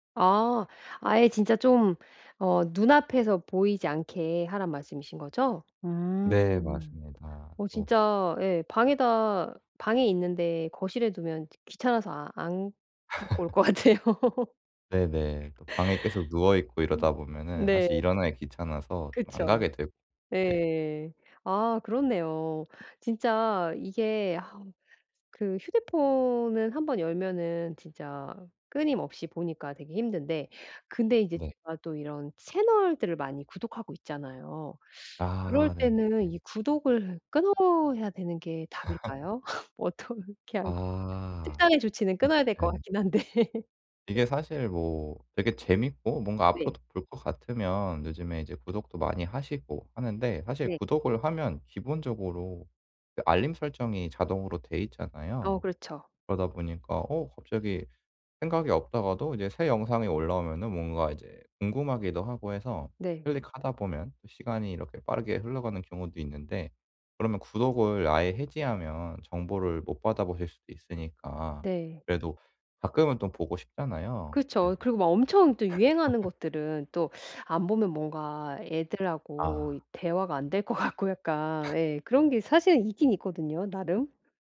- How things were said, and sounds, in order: tapping; laughing while speaking: "올 것 같아요"; laugh; teeth sucking; other background noise; laugh; laughing while speaking: "어떻게 할"; laugh; laugh; teeth sucking; laughing while speaking: "될 것 같고"; laugh
- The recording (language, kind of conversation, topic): Korean, advice, 디지털 미디어 때문에 집에서 쉴 시간이 줄었는데, 어떻게 하면 여유를 되찾을 수 있을까요?